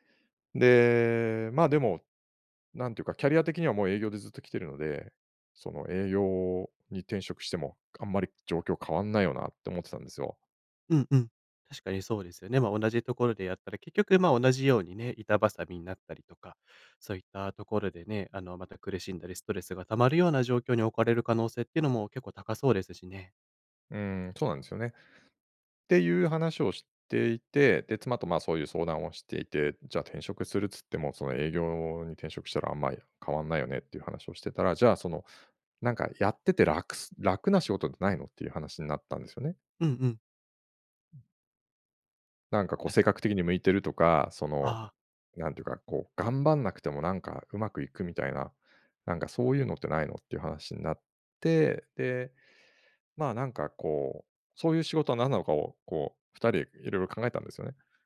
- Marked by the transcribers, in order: other background noise
- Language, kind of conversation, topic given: Japanese, podcast, キャリアの中で、転機となったアドバイスは何でしたか？